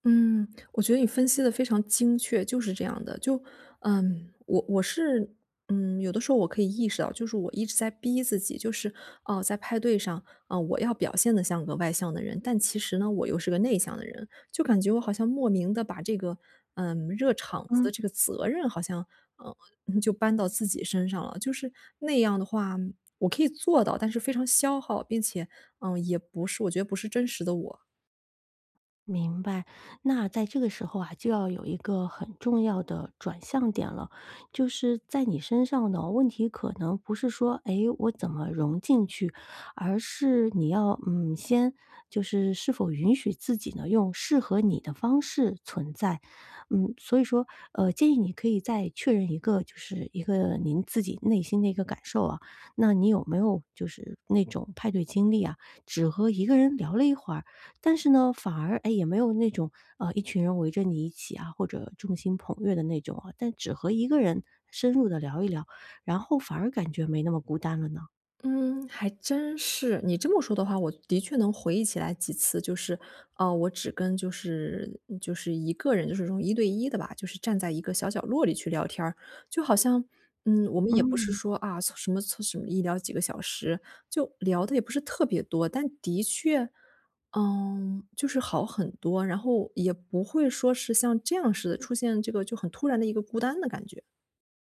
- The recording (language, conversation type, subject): Chinese, advice, 在派对上我常常感到孤单，该怎么办？
- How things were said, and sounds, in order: none